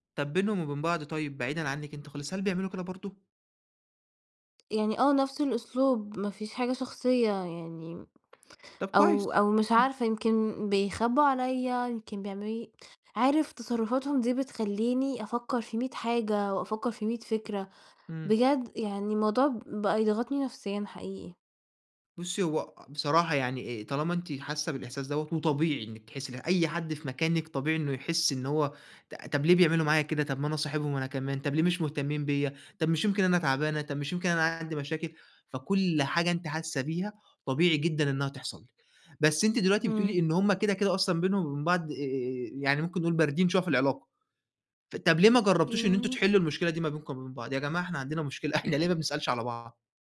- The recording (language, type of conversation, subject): Arabic, advice, إزاي أتعامل مع إحساسي إني دايمًا أنا اللي ببدأ الاتصال في صداقتنا؟
- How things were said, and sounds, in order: tapping